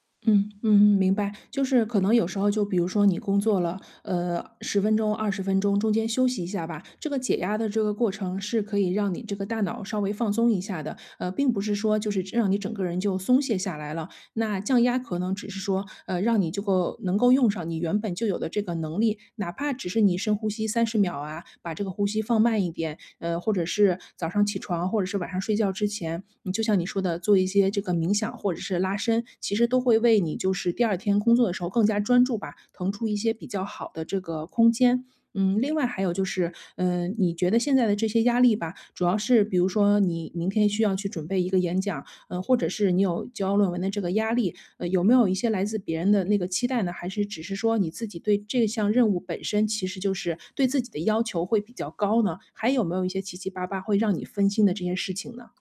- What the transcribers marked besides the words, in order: tapping
- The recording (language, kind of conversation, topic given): Chinese, advice, 在高压情况下我该如何保持专注？